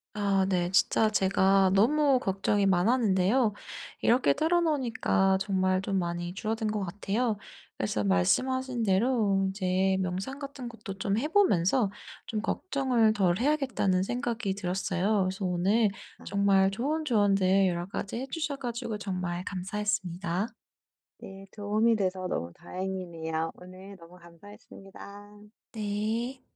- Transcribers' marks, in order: none
- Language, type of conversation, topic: Korean, advice, 미래가 불확실해서 걱정이 많을 때, 일상에서 걱정을 줄일 수 있는 방법은 무엇인가요?